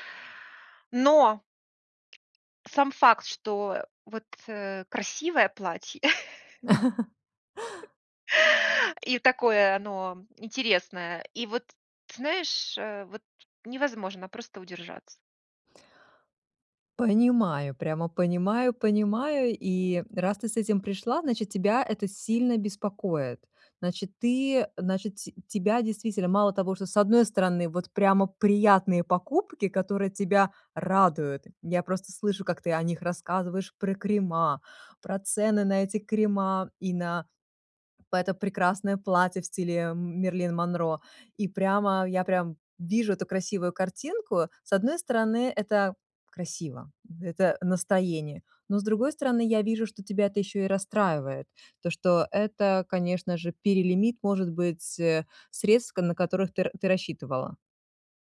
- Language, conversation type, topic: Russian, advice, Почему я постоянно поддаюсь импульсу совершать покупки и не могу сэкономить?
- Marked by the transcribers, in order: tapping; chuckle; inhale